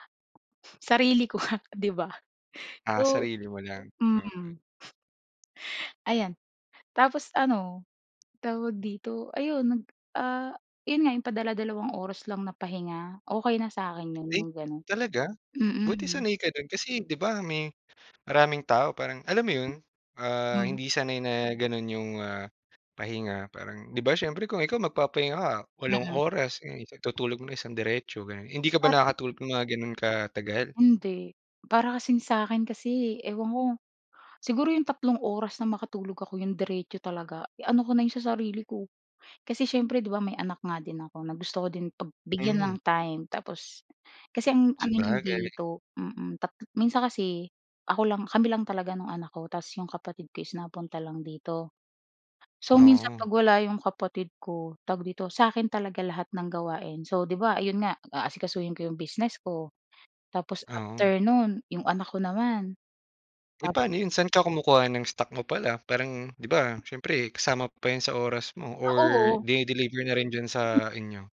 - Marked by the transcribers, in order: laughing while speaking: "nga"; other background noise
- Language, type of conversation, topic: Filipino, podcast, Ano ang ginagawa mo para alagaan ang sarili mo kapag sobrang abala ka?